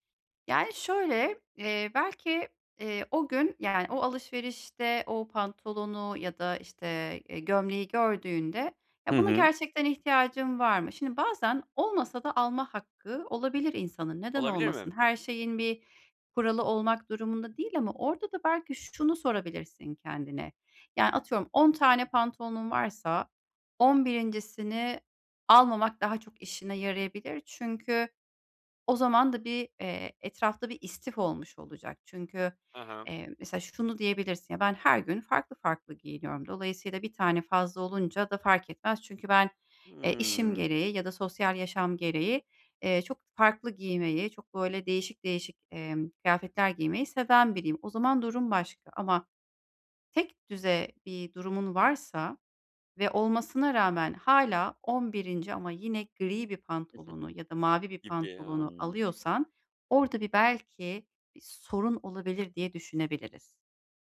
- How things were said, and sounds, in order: other background noise; chuckle
- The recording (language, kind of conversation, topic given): Turkish, advice, Elimdeki eşyaların değerini nasıl daha çok fark edip israfı azaltabilirim?